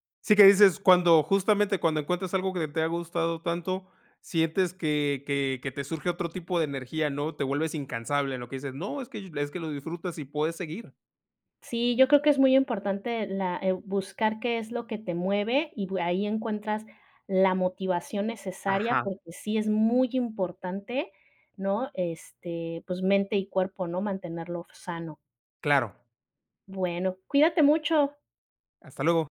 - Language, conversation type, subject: Spanish, unstructured, ¿Qué recomendarías a alguien que quiere empezar a hacer ejercicio?
- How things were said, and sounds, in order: none